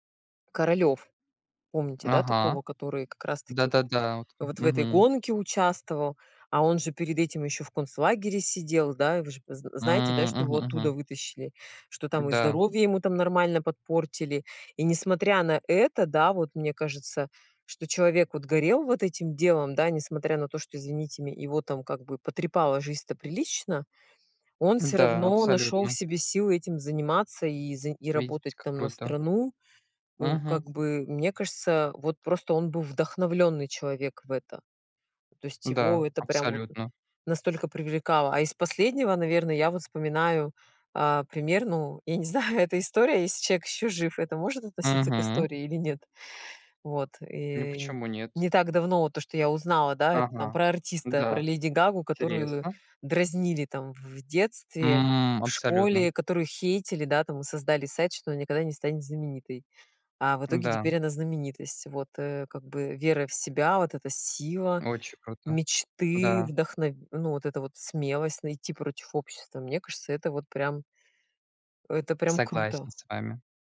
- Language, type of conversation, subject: Russian, unstructured, Какие исторические события вдохновляют вас мечтать о будущем?
- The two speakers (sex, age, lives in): female, 40-44, United States; male, 20-24, Germany
- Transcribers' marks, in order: tapping; other background noise